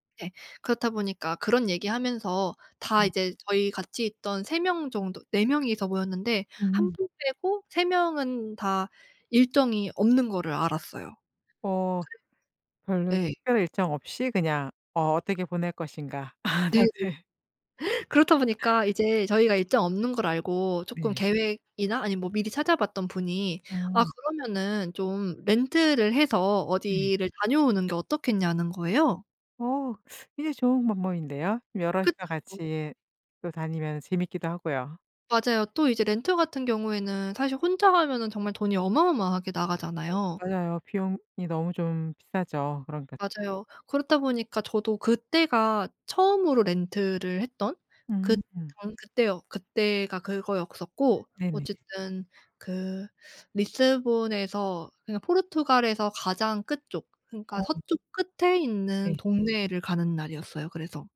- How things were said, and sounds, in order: laugh; laughing while speaking: "다들"; gasp; other background noise; teeth sucking; in English: "렌트"
- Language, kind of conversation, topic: Korean, podcast, 여행 중 우연히 발견한 숨은 명소에 대해 들려주실 수 있나요?